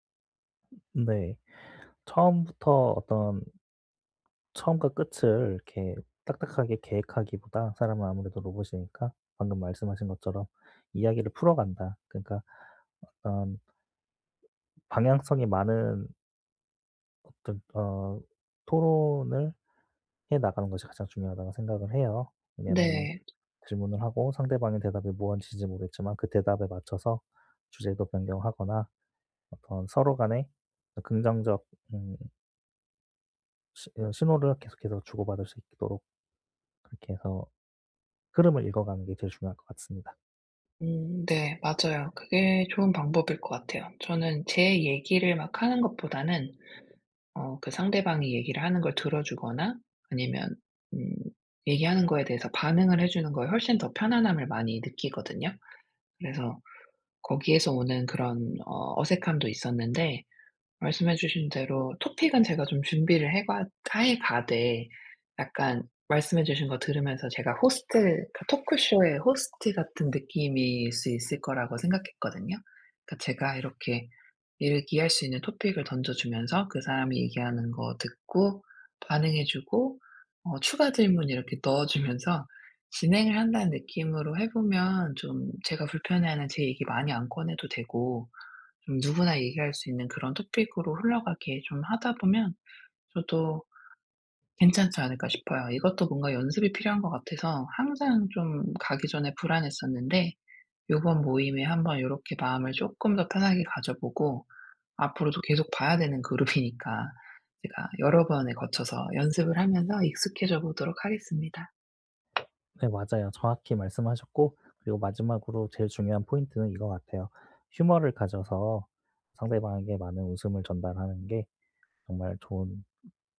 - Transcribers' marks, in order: other background noise; tapping; laughing while speaking: "그룹이니까"; put-on voice: "Humor를"
- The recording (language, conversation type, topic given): Korean, advice, 파티나 모임에서 어색함을 자주 느끼는데 어떻게 하면 자연스럽게 어울릴 수 있을까요?